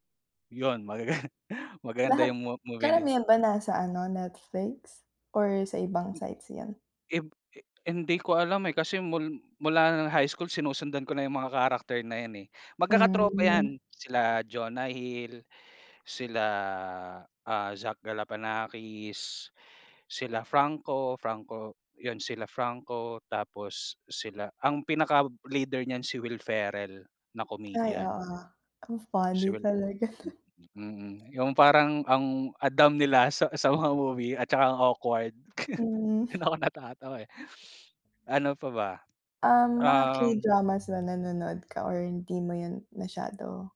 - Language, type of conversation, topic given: Filipino, unstructured, Ano ang huling pelikulang talagang nagustuhan mo?
- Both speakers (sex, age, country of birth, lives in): female, 20-24, Philippines, Philippines; male, 30-34, Philippines, Philippines
- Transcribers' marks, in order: laughing while speaking: "magaga"; chuckle; laugh; laughing while speaking: "Dun ako natatawa eh"